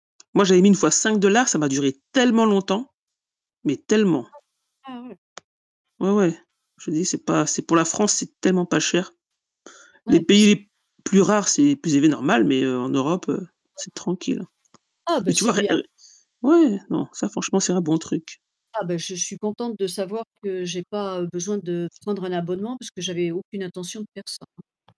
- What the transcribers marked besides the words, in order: stressed: "tellement"; stressed: "tellement"; unintelligible speech; distorted speech; tapping; static; other background noise
- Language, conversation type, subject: French, unstructured, Quelle invention scientifique a changé le monde selon toi ?